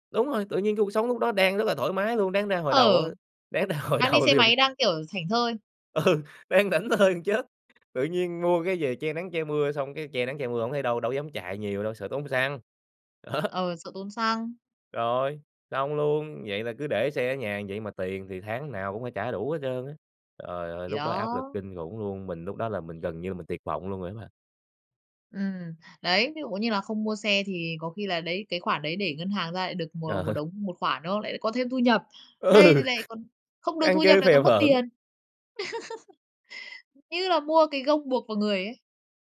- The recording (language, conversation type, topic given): Vietnamese, podcast, Bạn có thể kể về một lần bạn đưa ra lựa chọn sai và bạn đã học được gì từ đó không?
- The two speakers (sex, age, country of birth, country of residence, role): female, 30-34, Vietnam, Vietnam, host; male, 20-24, Vietnam, Vietnam, guest
- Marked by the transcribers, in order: laughing while speaking: "hồi đầu là dùng"; laughing while speaking: "Ừ, đang thảnh thơi gần chết, tự nhiên"; laughing while speaking: "đó"; tapping; laughing while speaking: "Ờ"; laughing while speaking: "Ừ"; laughing while speaking: "phỡn"; laugh